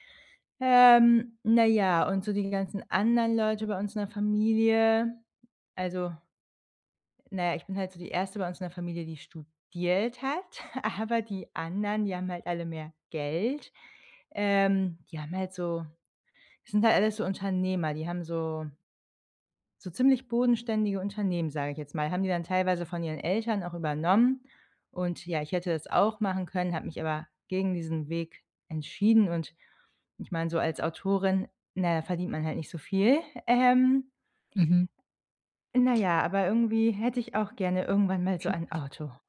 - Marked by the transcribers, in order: other background noise; chuckle; unintelligible speech
- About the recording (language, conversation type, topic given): German, advice, Wie kann ich beim Einkaufen aufhören, mich mit anderen zu vergleichen?